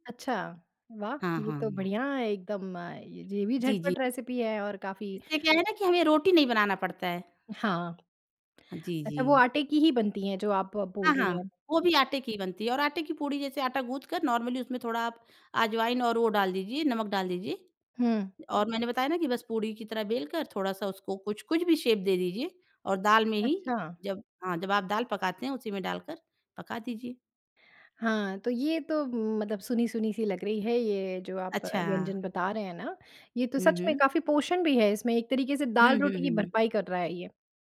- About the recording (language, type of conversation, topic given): Hindi, podcast, बिना तैयारी के जब जल्दी खाना बनाना पड़े, तो आप इसे कैसे संभालते हैं?
- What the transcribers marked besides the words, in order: in English: "रेसिपी"; in English: "नॉर्मली"; in English: "शेप"